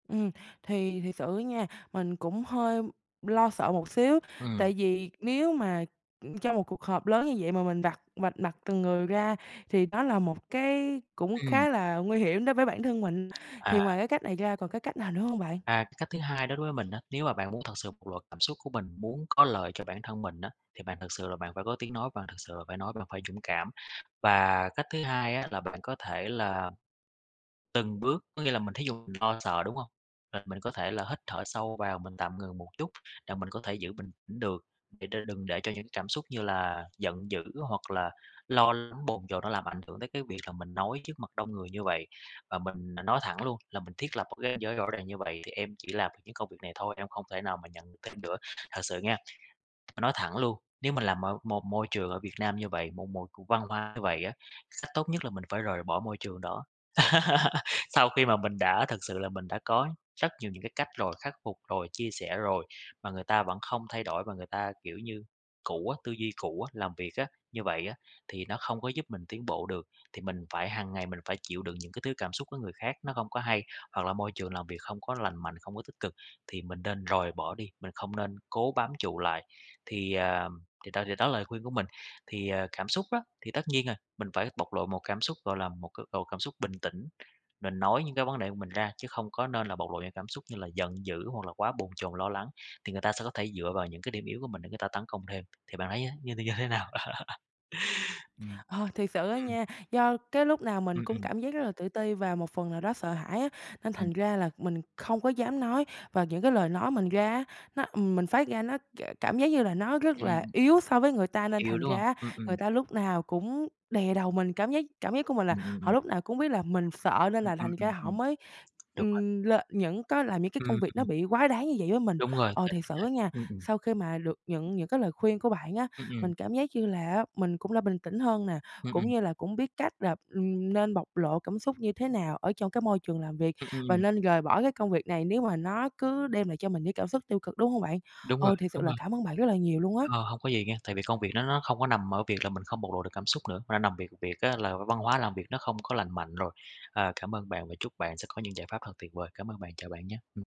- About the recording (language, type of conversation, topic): Vietnamese, advice, Bạn cảm thấy thế nào khi phải kìm nén cảm xúc thật của mình ở nơi làm việc?
- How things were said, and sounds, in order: tapping; other background noise; laugh; laugh